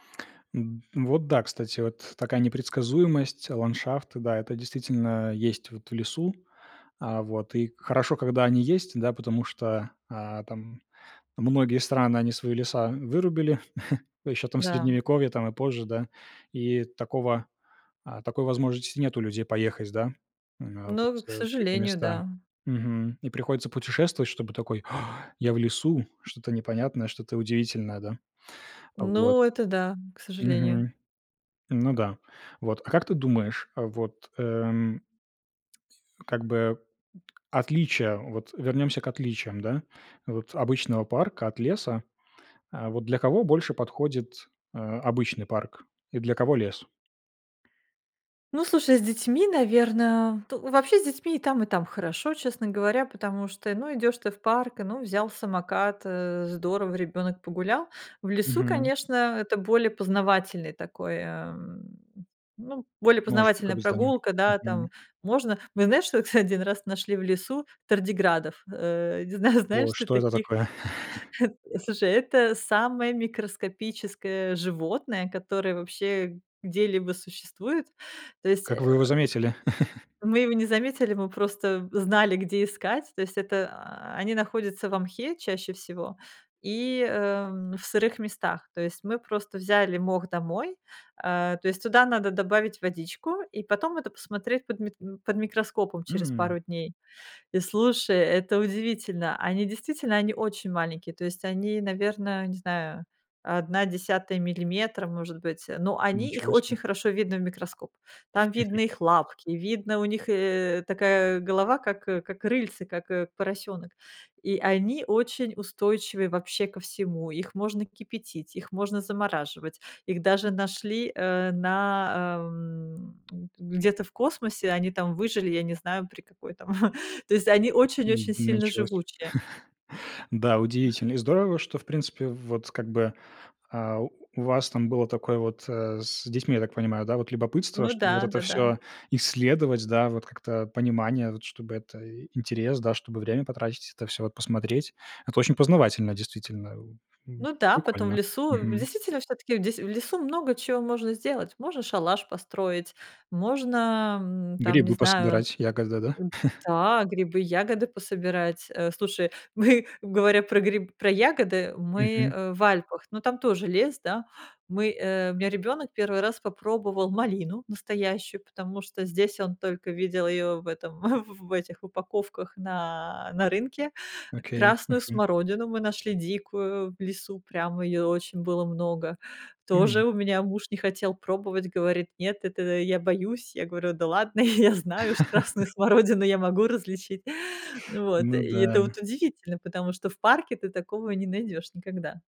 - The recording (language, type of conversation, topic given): Russian, podcast, Чем для вас прогулка в лесу отличается от прогулки в парке?
- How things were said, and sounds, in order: chuckle; tapping; laughing while speaking: "кстати"; laughing while speaking: "знаю, знаешь"; laugh; laugh; laugh; laughing while speaking: "там"; laugh; chuckle; laughing while speaking: "мы"; chuckle; laughing while speaking: "я знаю уж красную смородину я могу"; laugh